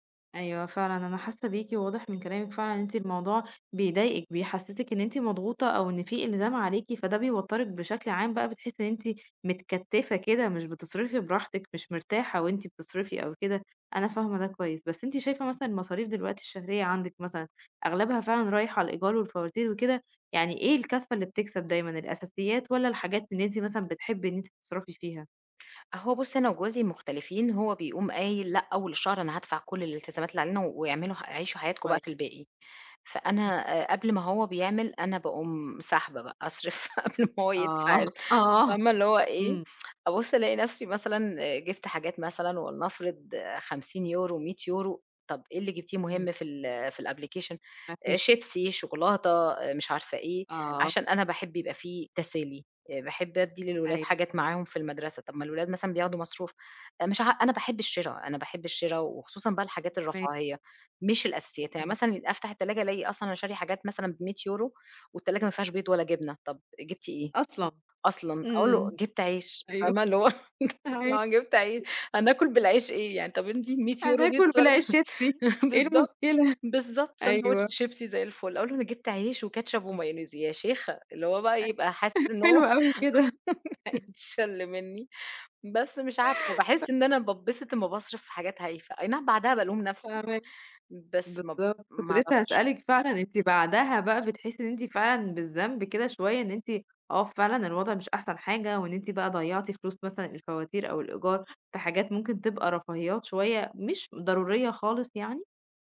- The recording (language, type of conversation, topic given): Arabic, advice, إزاي كانت تجربتك لما مصاريفك كانت أكتر من دخلك؟
- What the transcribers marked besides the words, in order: other background noise; tapping; laughing while speaking: "قبل ما هو"; tsk; in English: "الapplication؟"; unintelligible speech; laughing while speaking: "أيوه"; unintelligible speech; chuckle; unintelligible speech; laughing while speaking: "جبت عي"; laughing while speaking: "هناكُل بالعيش شيبسي، إيه المشكلة؟!"; laughing while speaking: "اتصر"; chuckle; chuckle; laughing while speaking: "حلو أوي كده"; chuckle; laugh; laughing while speaking: "هيتشل مني"; unintelligible speech